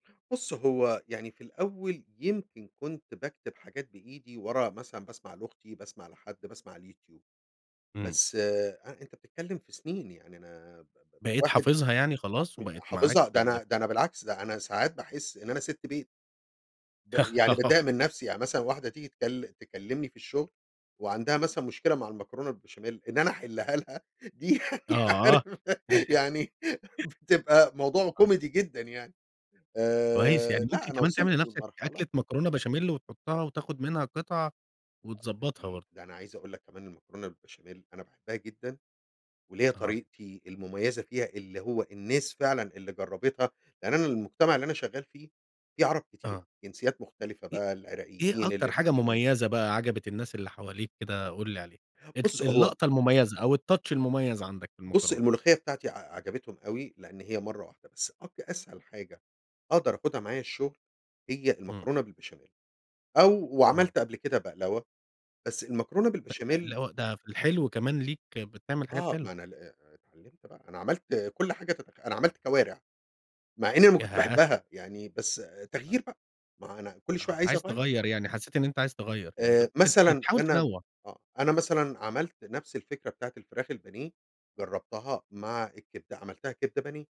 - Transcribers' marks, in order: laugh; chuckle; laughing while speaking: "دي يعني عارف يعني بتبقى موضوع كوميدي"; tapping; in English: "الtouch"
- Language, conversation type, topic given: Arabic, podcast, إزاي بتخطط لوجبات الأسبوع؟